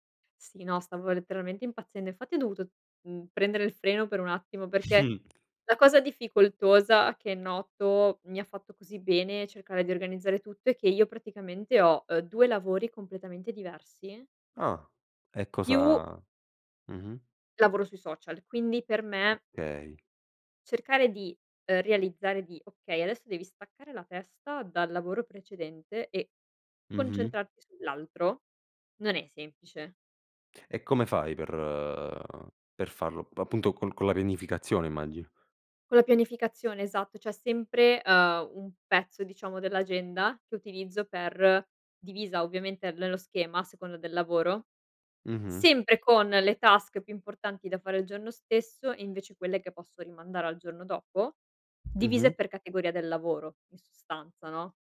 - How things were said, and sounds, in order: chuckle; in English: "task"; other background noise
- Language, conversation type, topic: Italian, podcast, Come pianifichi la tua settimana in anticipo?